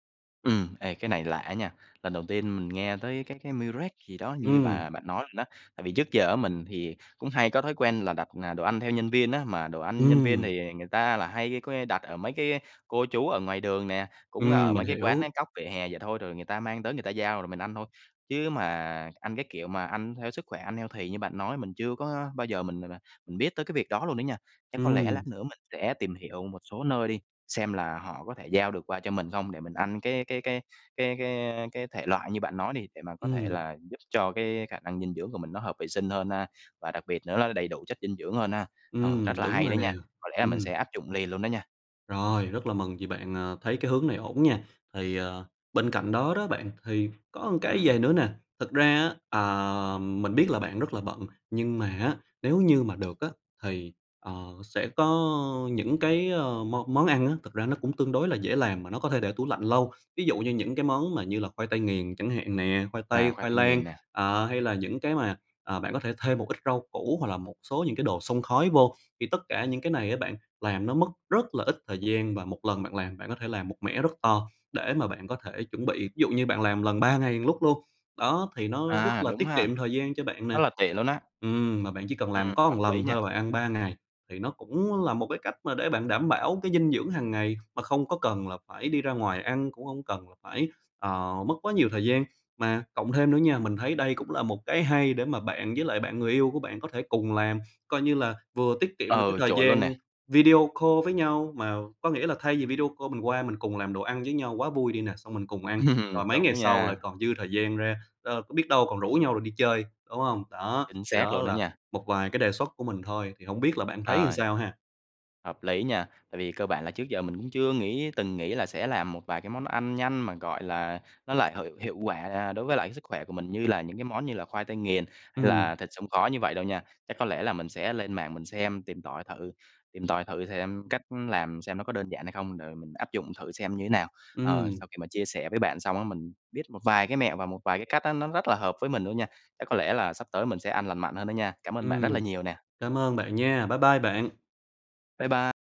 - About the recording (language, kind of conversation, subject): Vietnamese, advice, Làm sao để ăn uống lành mạnh khi bạn quá bận rộn và không có nhiều thời gian nấu ăn?
- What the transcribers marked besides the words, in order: in English: "meal prep"; in English: "healthy"; tapping; other background noise; in English: "call"; in English: "call"; laughing while speaking: "Ừm"